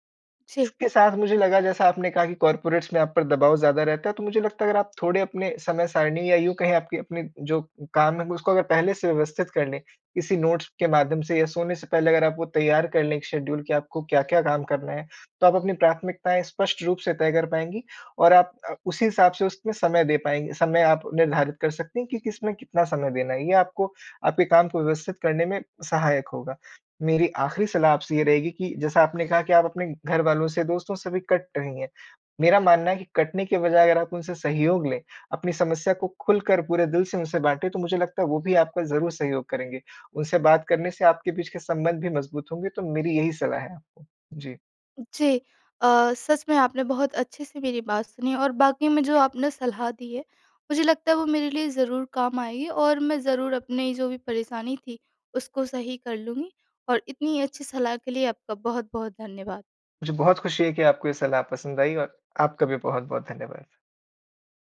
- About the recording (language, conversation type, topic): Hindi, advice, क्या आराम करते समय भी आपका मन लगातार काम के बारे में सोचता रहता है और आपको चैन नहीं मिलता?
- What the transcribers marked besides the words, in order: in English: "कॉर्पोरेट्स"; in English: "नोट्स"; in English: "शेड्यूल"; tapping